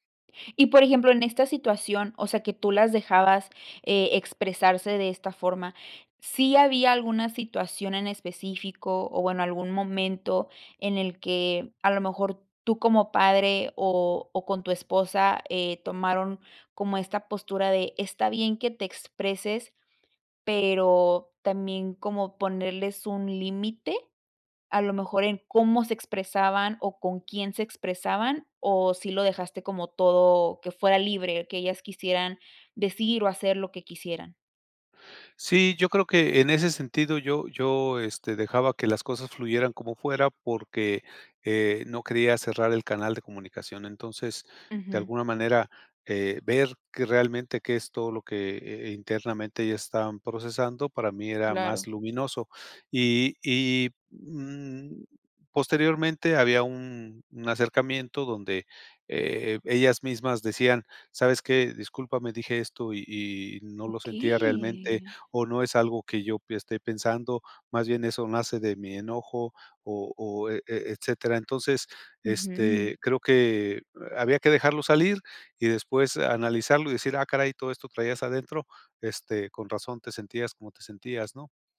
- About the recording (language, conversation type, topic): Spanish, podcast, ¿Cómo manejas conversaciones difíciles?
- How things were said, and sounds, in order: other background noise; anticipating: "Okey"